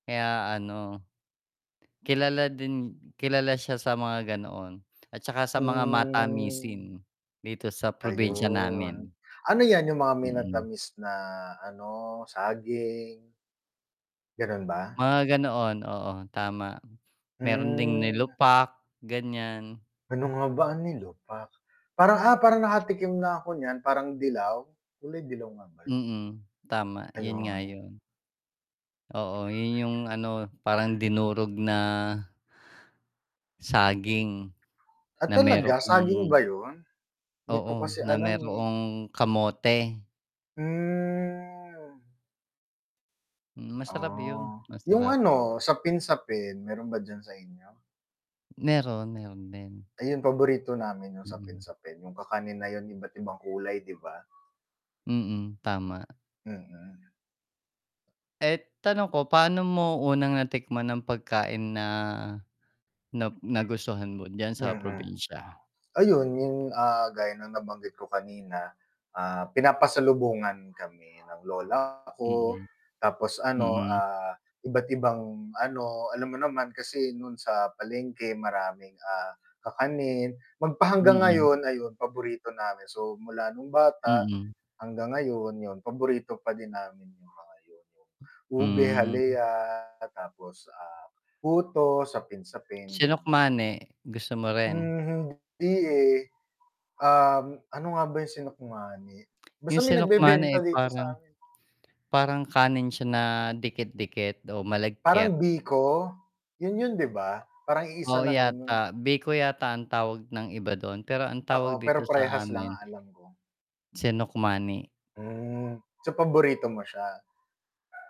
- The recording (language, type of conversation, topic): Filipino, unstructured, May paborito ka bang pagkaing mula sa probinsya na gusto mong ibahagi?
- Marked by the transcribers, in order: drawn out: "Hmm"; drawn out: "Ayun"; static; drawn out: "Hmm"; other background noise; distorted speech; drawn out: "Hmm"; dog barking; drawn out: "Hmm"